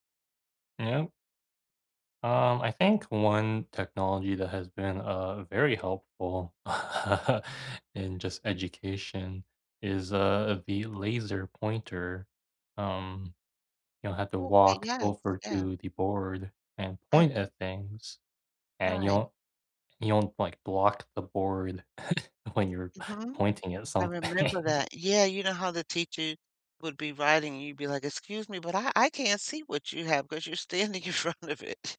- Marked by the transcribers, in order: tapping; laughing while speaking: "uh"; chuckle; laughing while speaking: "when you're"; laughing while speaking: "something"; laughing while speaking: "standing in front of it"
- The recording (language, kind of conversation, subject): English, unstructured, Can technology help education more than it hurts it?